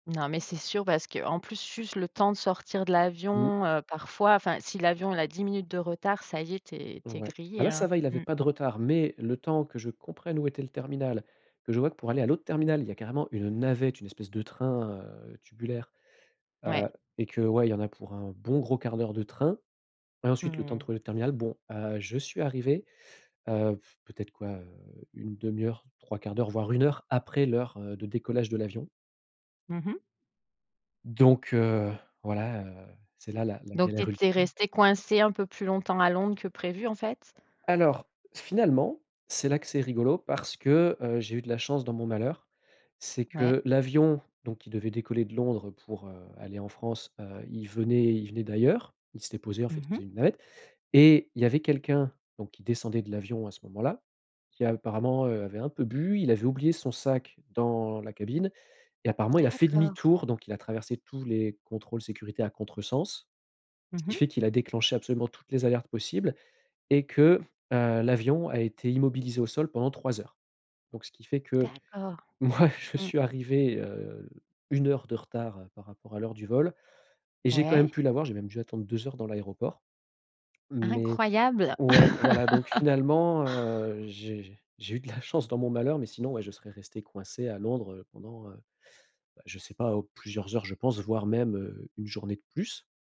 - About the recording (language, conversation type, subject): French, podcast, Peux-tu raconter une galère de voyage dont tu as ri après ?
- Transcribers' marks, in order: blowing; laughing while speaking: "moi, je suis"; tapping; laugh; laughing while speaking: "de la chance"